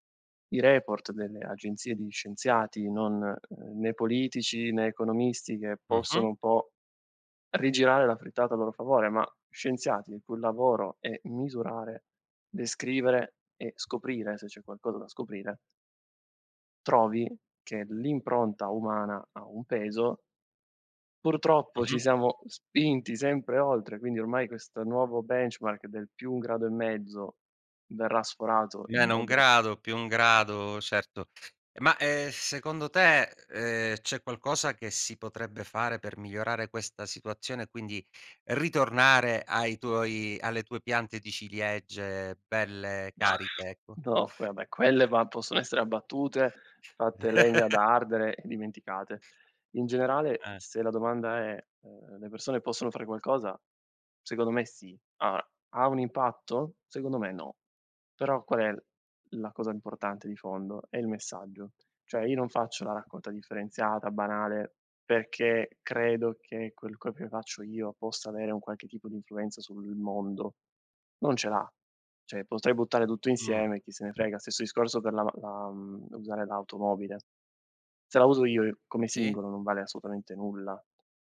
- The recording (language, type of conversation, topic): Italian, podcast, Come fa la primavera a trasformare i paesaggi e le piante?
- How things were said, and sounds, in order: in English: "benchmark"; other background noise; laughing while speaking: "no"; laugh; "Allora" said as "alloa"; tapping